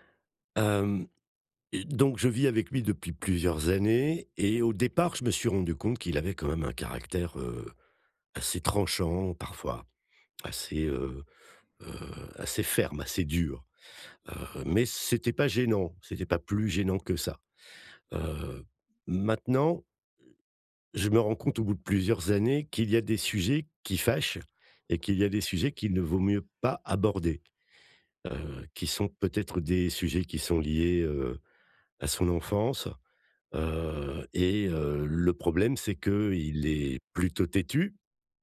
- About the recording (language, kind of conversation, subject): French, advice, Pourquoi avons-nous toujours les mêmes disputes dans notre couple ?
- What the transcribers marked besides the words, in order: stressed: "plus"; stressed: "pas"